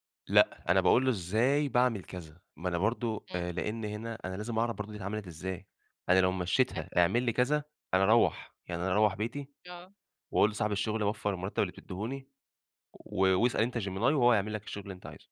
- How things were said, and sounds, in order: tapping
- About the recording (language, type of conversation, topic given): Arabic, podcast, إيه رأيك في تأثير الذكاء الاصطناعي على حياتنا اليومية؟